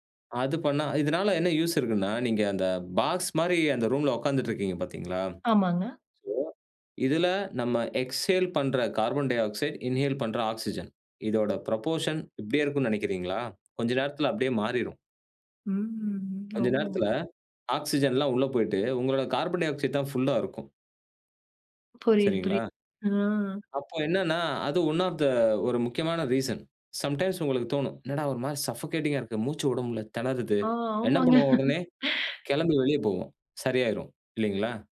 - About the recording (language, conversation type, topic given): Tamil, podcast, சிறிய இடைவெளிகளை தினசரியில் பயன்படுத்தி மனதை மீண்டும் சீரமைப்பது எப்படி?
- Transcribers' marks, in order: in English: "யூசு"; in English: "சோ"; in English: "எக்ஸ்சேல்"; in English: "கார்பன் டைஆக்சைடு, இன்ஹேல்"; in English: "ஆக்ஸிஜன்"; in English: "புரொப்போர்ஷன்"; drawn out: "ம்"; in English: "ஆக்ஸிஜன்லாம்"; in English: "கார்பன் டைஆக்சைடு"; in English: "ஒன் ஆஃப் த"; in English: "ரீசன் சம்டைம்ஸ்"; in English: "சஃபோகேட்டிங்கா"; chuckle; inhale